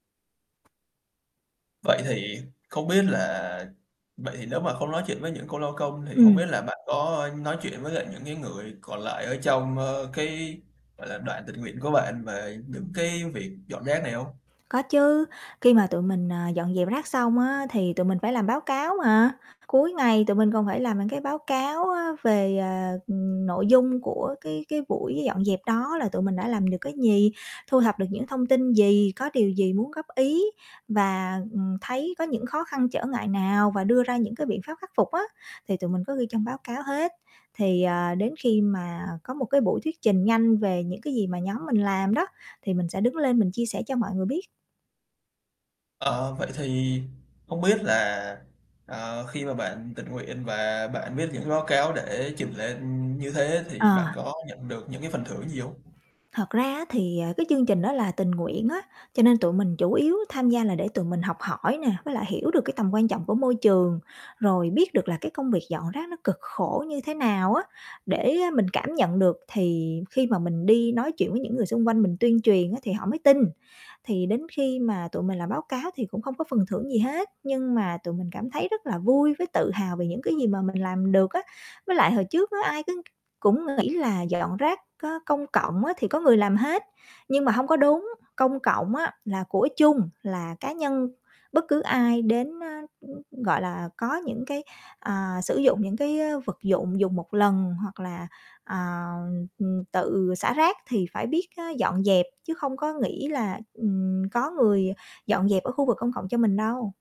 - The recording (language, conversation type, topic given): Vietnamese, podcast, Bạn đã từng tham gia dọn rác cộng đồng chưa, và trải nghiệm đó của bạn như thế nào?
- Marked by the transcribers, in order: other background noise; tapping; distorted speech